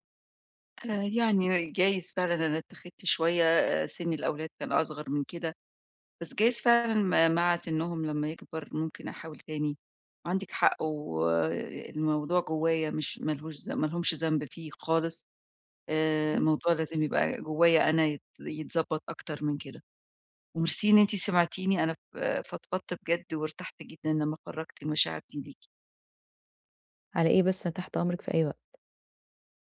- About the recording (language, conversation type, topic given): Arabic, advice, إزاي أبطّل أقارن نفسي على طول بنجاحات صحابي من غير ما ده يأثر على علاقتي بيهم؟
- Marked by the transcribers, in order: unintelligible speech; other background noise